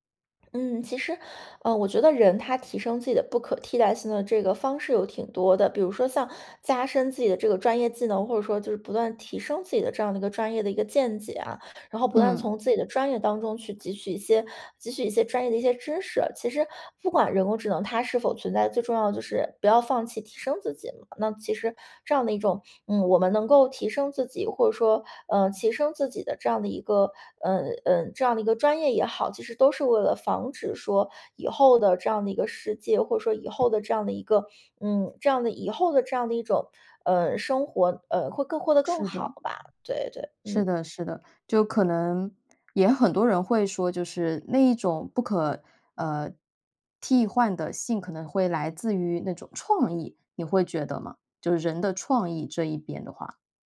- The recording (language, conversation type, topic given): Chinese, podcast, 你如何看待人工智能在日常生活中的应用？
- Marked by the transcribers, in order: other background noise; stressed: "创意"